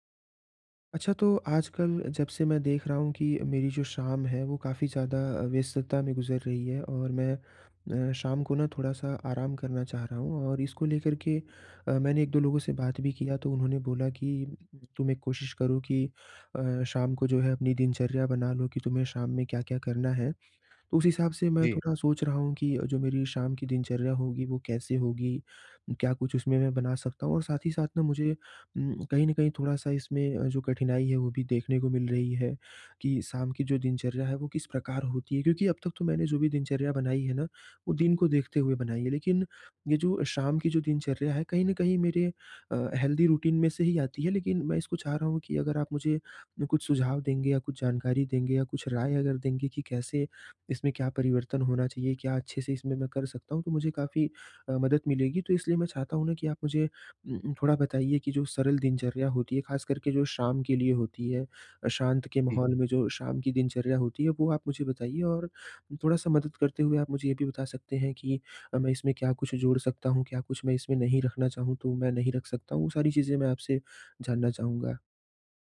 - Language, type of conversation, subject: Hindi, advice, मैं शाम को शांत और आरामदायक दिनचर्या कैसे बना सकता/सकती हूँ?
- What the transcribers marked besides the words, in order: in English: "हेल्दी रूटीन"